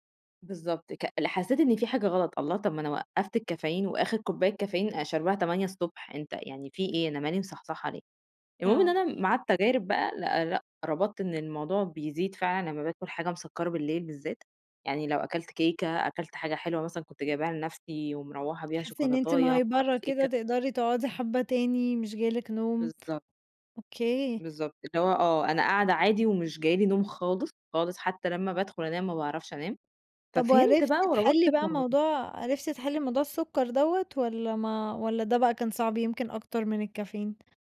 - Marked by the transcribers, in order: in English: "مهيبرة"
- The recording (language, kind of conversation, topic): Arabic, podcast, إيه تأثير السكر والكافيين على نومك وطاقتك؟